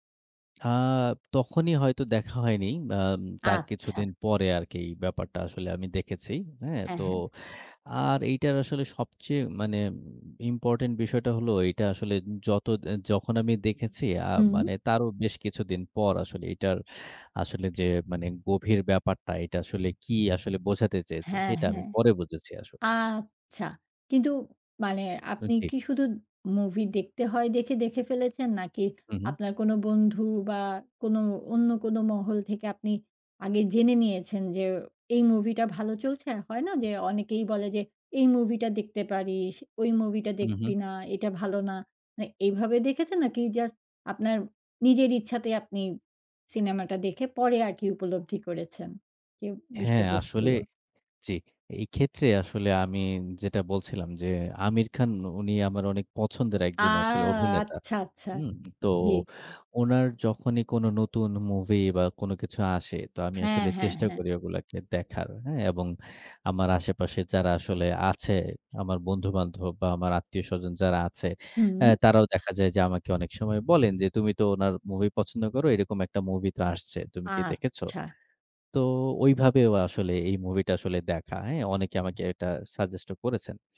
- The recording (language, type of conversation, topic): Bengali, podcast, কোন সিনেমা তোমার আবেগকে গভীরভাবে স্পর্শ করেছে?
- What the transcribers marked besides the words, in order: other background noise; lip smack; in English: "suggest"